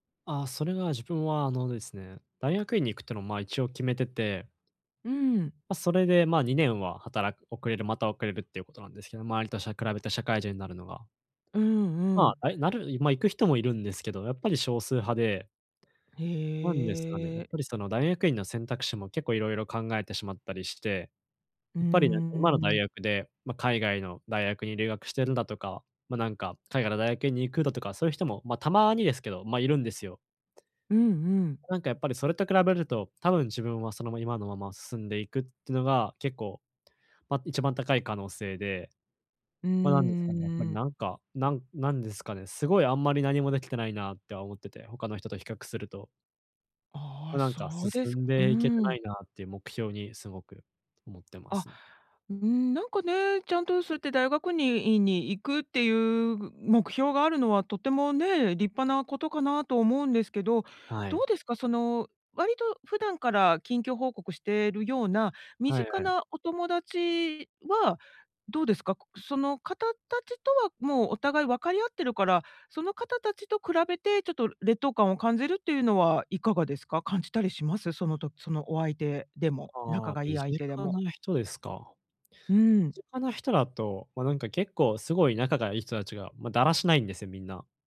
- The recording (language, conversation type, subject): Japanese, advice, 他人と比べても自己価値を見失わないためには、どうすればよいですか？
- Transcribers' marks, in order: none